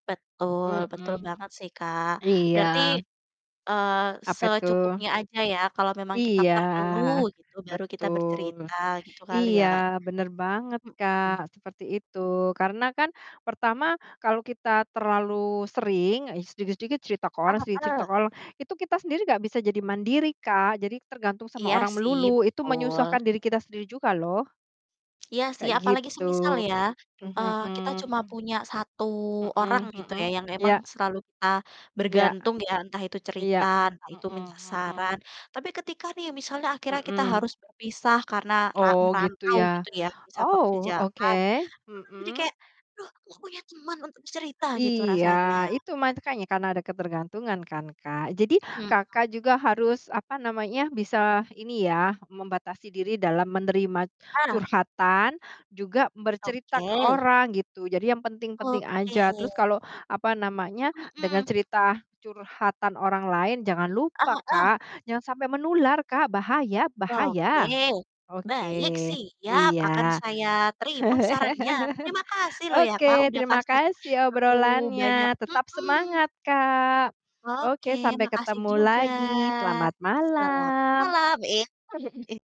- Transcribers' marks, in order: drawn out: "Iya"; tapping; static; distorted speech; other background noise; laugh; laugh
- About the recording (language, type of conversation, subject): Indonesian, unstructured, Menurutmu, mengapa penting membicarakan perasaan dengan orang lain?